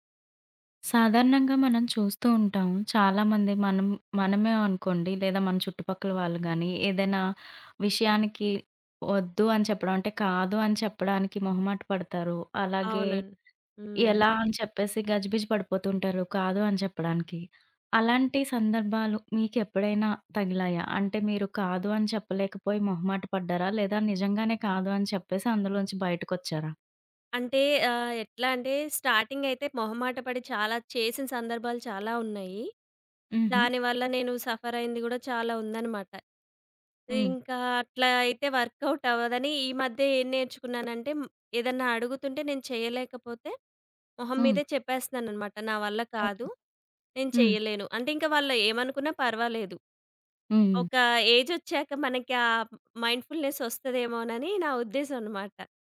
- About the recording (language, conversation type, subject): Telugu, podcast, చేయలేని పనిని మర్యాదగా ఎలా నిరాకరించాలి?
- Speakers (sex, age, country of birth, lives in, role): female, 30-34, India, India, guest; female, 30-34, India, India, host
- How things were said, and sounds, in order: tapping; other background noise; in English: "స్టార్టింగ్"; in English: "సఫర్"; in English: "వర్క్‌అవుట్"; in English: "మైండ్‌ఫుల్‌నెస్"